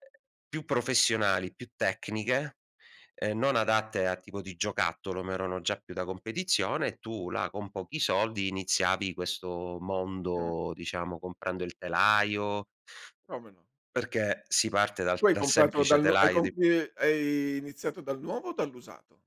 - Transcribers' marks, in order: none
- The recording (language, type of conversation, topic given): Italian, podcast, C’è un piccolo progetto che consiglieresti a chi è alle prime armi?